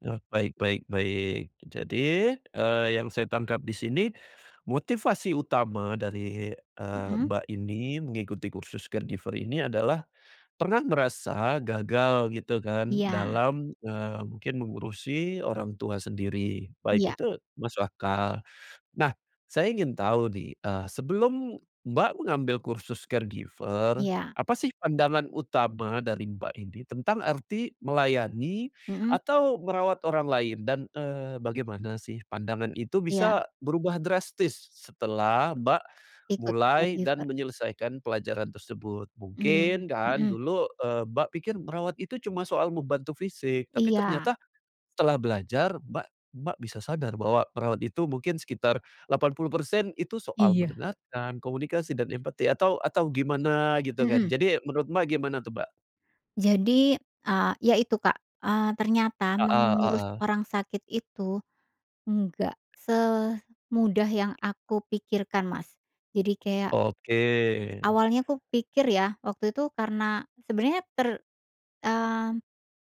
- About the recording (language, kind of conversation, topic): Indonesian, podcast, Pengalaman belajar informal apa yang paling mengubah hidupmu?
- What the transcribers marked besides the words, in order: in English: "caregiver"; in English: "caregiver"; in English: "caregiver"; tapping